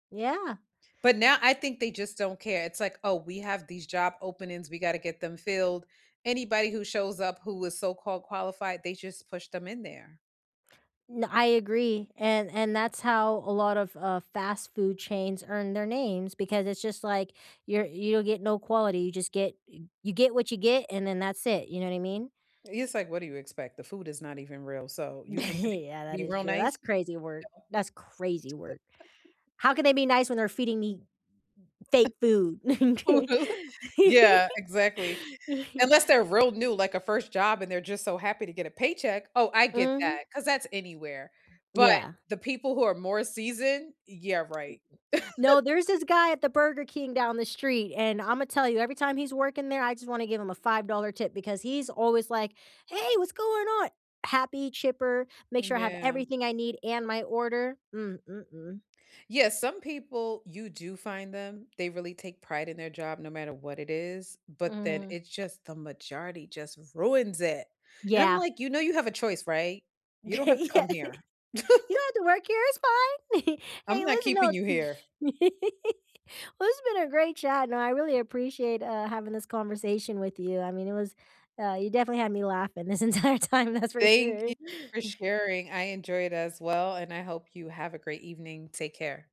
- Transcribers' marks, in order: laughing while speaking: "Yeah"; chuckle; laugh; laugh; other background noise; tapping; other noise; laugh; laughing while speaking: "Yeah"; laugh; chuckle; laughing while speaking: "entire time, that's"; chuckle
- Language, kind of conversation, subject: English, unstructured, What is the most irritating part of dealing with customer service?
- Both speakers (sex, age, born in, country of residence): female, 30-34, United States, United States; female, 45-49, United States, United States